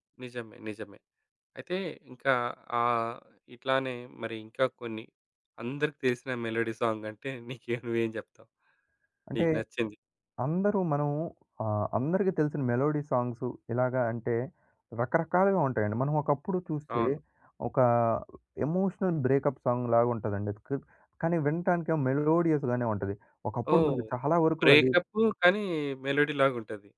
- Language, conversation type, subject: Telugu, podcast, షేర్ చేసుకునే పాటల జాబితాకు పాటలను ఎలా ఎంపిక చేస్తారు?
- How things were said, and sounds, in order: in English: "మెలోడీ"; laughing while speaking: "నీకేం నువ్వేం జేప్తావు?"; in English: "మెలోడీ సాంగ్స్"; in English: "ఎమోషనల్ బ్రేకప్"; in English: "మెలోడియస్‌గానే"; in English: "మెలోడీ"